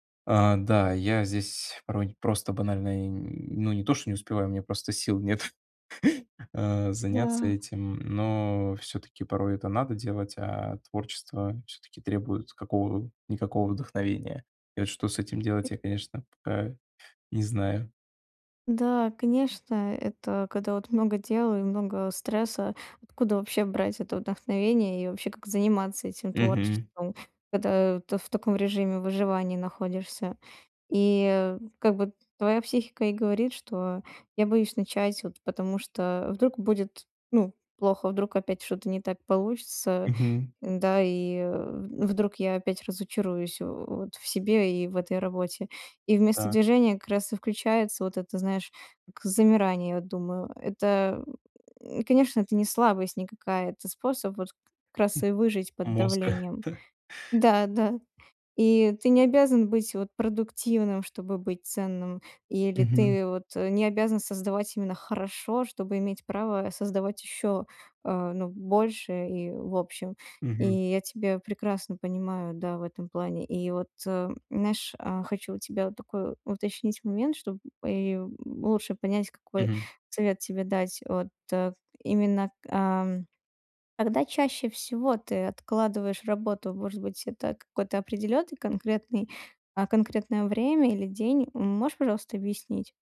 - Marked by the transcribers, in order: chuckle; tapping; laughing while speaking: "мозга да"; laughing while speaking: "Да, да"
- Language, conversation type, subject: Russian, advice, Как мне справиться с творческим беспорядком и прокрастинацией?
- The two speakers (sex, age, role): female, 20-24, advisor; male, 20-24, user